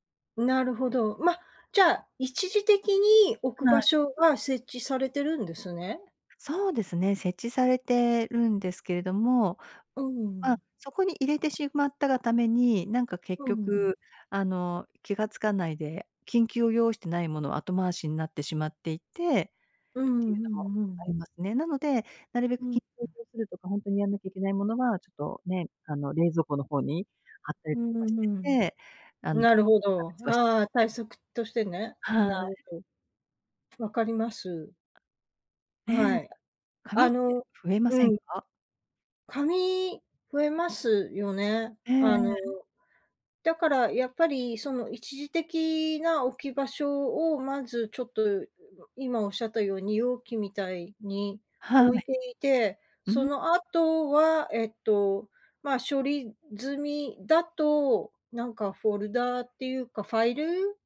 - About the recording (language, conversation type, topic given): Japanese, advice, 家でなかなかリラックスできないとき、どうすれば落ち着けますか？
- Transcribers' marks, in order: tapping; other background noise; unintelligible speech